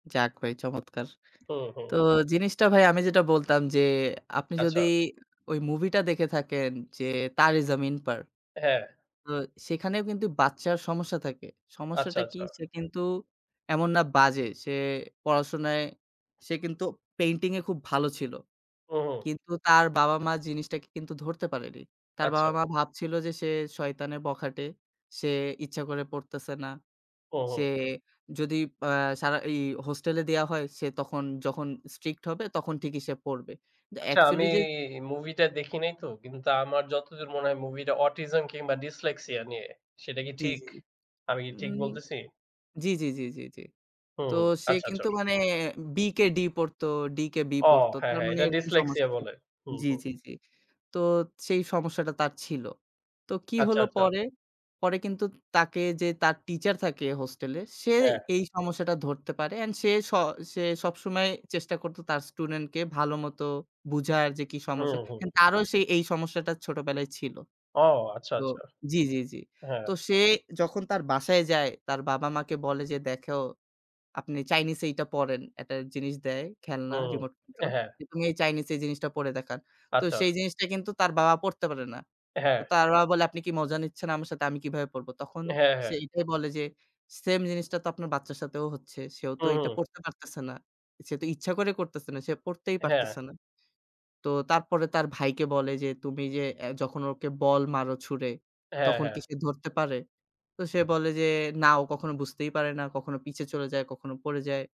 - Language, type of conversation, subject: Bengali, unstructured, কেন মানসিক রোগকে এখনও অনেক সময় অপরাধ বলে মনে করা হয়?
- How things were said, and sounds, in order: in Hindi: "তারে জামিন পার"; in English: "Autism"; in English: "Dislexia"; in English: "Dislexia"